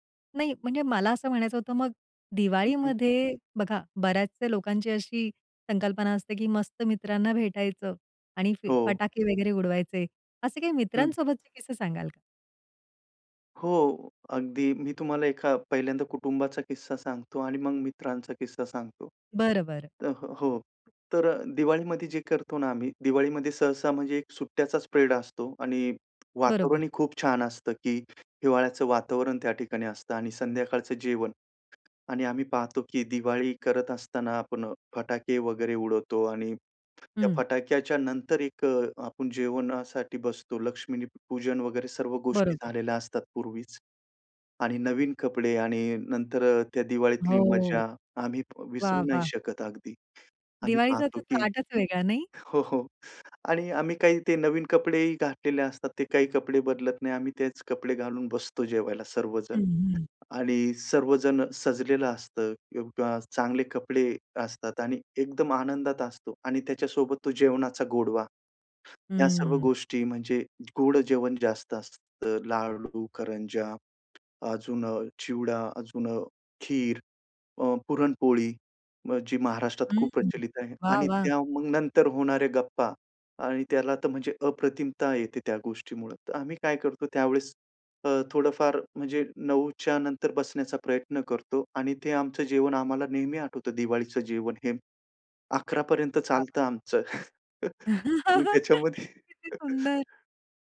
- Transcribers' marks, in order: in English: "स्प्रेड"; other background noise; drawn out: "हो"; laughing while speaking: "हो, हो"; tapping; laugh; laughing while speaking: "किती सुंदर!"; chuckle; laughing while speaking: "मग त्याच्यामध्ये"; chuckle
- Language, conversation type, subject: Marathi, podcast, एकत्र जेवताना तुमच्या घरातल्या गप्पा कशा रंगतात?